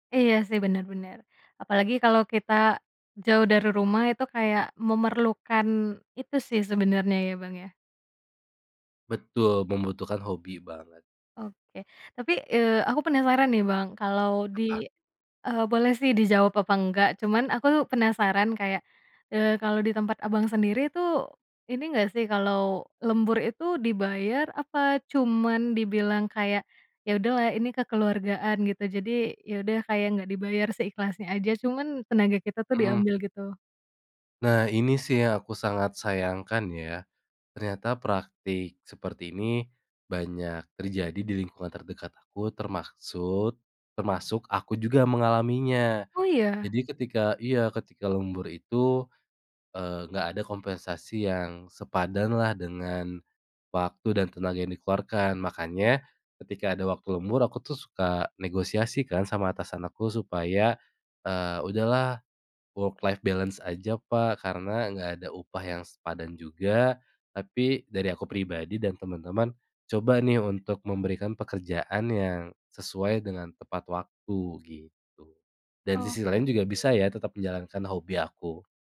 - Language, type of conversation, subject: Indonesian, podcast, Bagaimana kamu mengatur waktu antara pekerjaan dan hobi?
- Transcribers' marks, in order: in English: "work life balance"